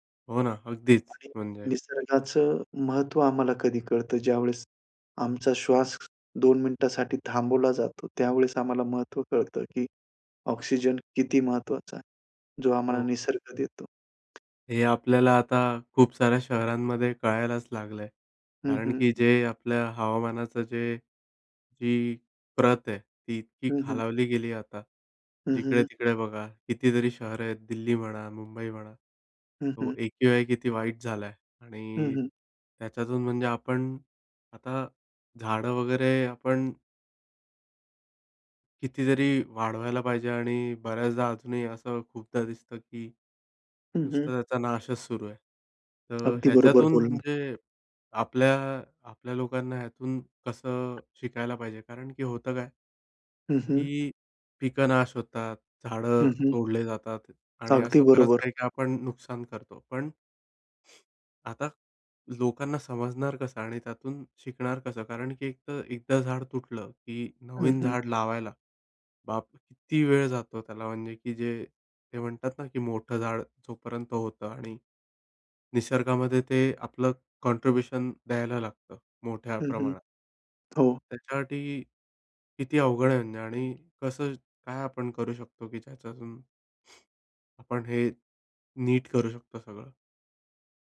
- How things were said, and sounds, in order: other background noise; in English: "कॉन्ट्रीब्यूशन"
- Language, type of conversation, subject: Marathi, podcast, निसर्गाकडून तुम्हाला संयम कसा शिकायला मिळाला?